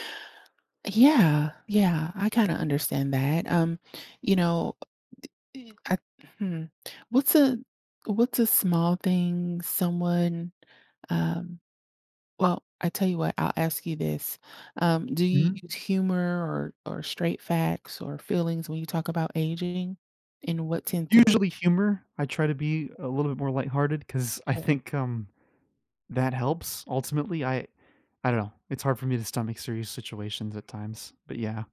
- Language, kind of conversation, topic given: English, unstructured, How should I approach conversations about my aging and health changes?
- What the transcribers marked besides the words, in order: tapping